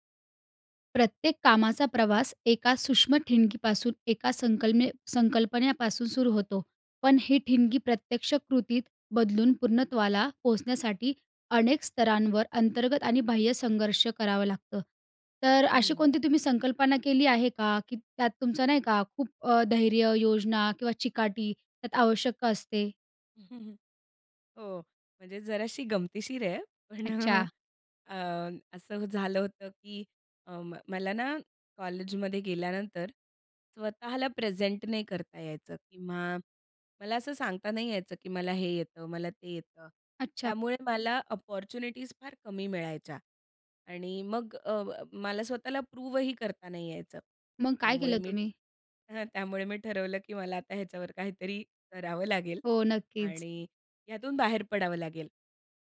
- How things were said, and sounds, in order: chuckle; in English: "अपॉर्च्युनिटीज"
- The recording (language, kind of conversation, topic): Marathi, podcast, संकल्पनेपासून काम पूर्ण होईपर्यंत तुमचा प्रवास कसा असतो?